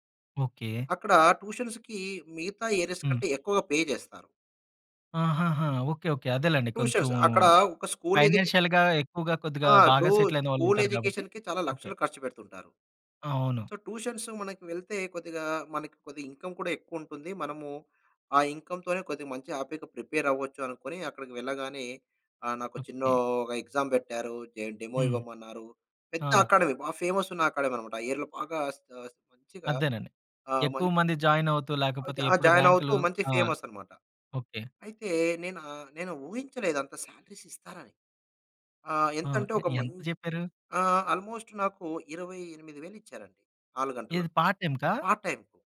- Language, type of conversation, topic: Telugu, podcast, మొదటి ఉద్యోగం గురించి నీ అనుభవం ఎలా ఉంది?
- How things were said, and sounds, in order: in English: "ట్యూషన్స్‌కి"; in English: "ఏరియాస్"; in English: "పే"; in English: "ట్యూషన్స్"; in English: "ఫైనాన్షియల్‌గా"; in English: "స్కూల్"; in English: "సెటిల్"; in English: "స్కూల్"; in English: "సో, ట్యూషన్స్‌కి"; in English: "ఇన్‌కమ్"; in English: "ఇన్‌కమ్‌తోనే"; in English: "హ్యాపీగా ప్రిపేర్"; in English: "ఎక్సామ్"; in English: "డెమో"; in English: "అకాడమీ"; in English: "ఫేమస్"; in English: "అకాడమీ"; in English: "ఏరియాలో"; in English: "జాయిన్"; in English: "జా జాయిన్"; in English: "ఫేమస్"; in English: "సాలరీస్"; in English: "ఆల్‌మోస్ట్"; in English: "పార్ట్"; in English: "పార్ట్ టైమ్"